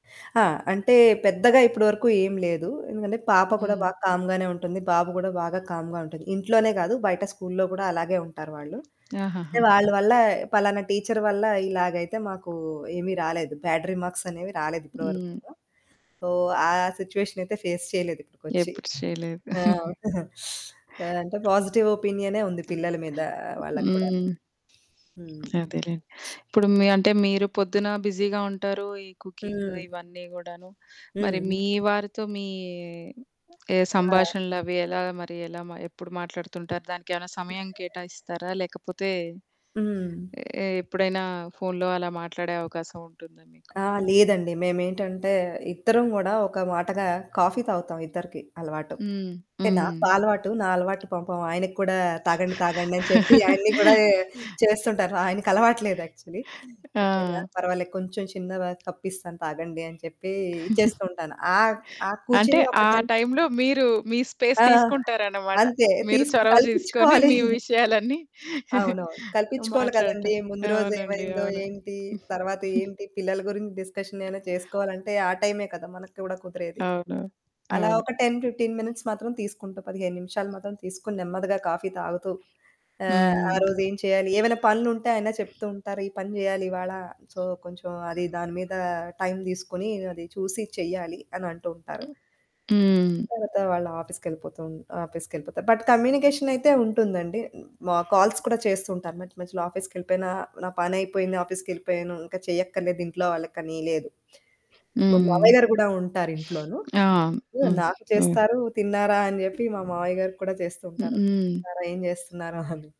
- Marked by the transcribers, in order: static; distorted speech; in English: "కామ్‌గానే"; in English: "కామ్‌గా"; tapping; other background noise; in English: "బ్యాడ్"; in English: "ఫేస్"; chuckle; in English: "పాజిటివ్"; in English: "బిజీగా"; in English: "కుకింగ్"; giggle; chuckle; in English: "యాక్చలీ"; giggle; in English: "స్పేస్"; giggle; chuckle; giggle; in English: "టెన్ ఫిఫ్టీన్ మినిట్స్"; horn; in English: "సో"; in English: "ఆఫీస్‌కెళ్ళిపోతూన్ ఆఫీస్‌కెళ్ళిపోతారు, బట్"; in English: "కాల్స్"; in English: "ఆఫీస్‌కెళ్ళిపోయినా"; sniff; chuckle
- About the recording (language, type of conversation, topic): Telugu, podcast, మీ ఇంట్లో కుటుంబ సభ్యుల మధ్య పరస్పర సంభాషణ ఎలా జరుగుతుంది?